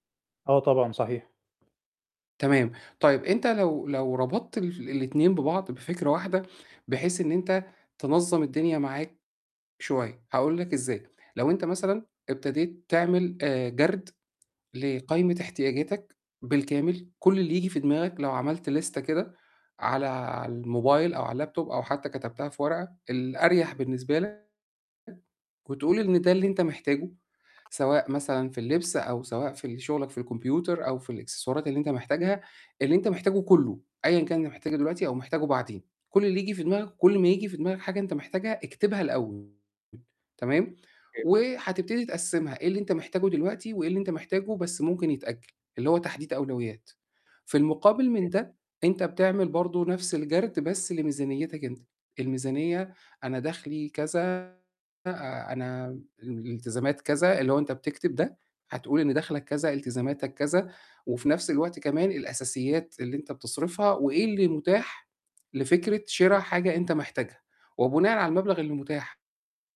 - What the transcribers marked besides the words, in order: distorted speech; tapping; in English: "ليستة"; in English: "اللاب توب"; other background noise; unintelligible speech; unintelligible speech
- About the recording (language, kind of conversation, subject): Arabic, advice, إزاي أفرق بين الاحتياج والرغبة قبل ما أشتري أي حاجة؟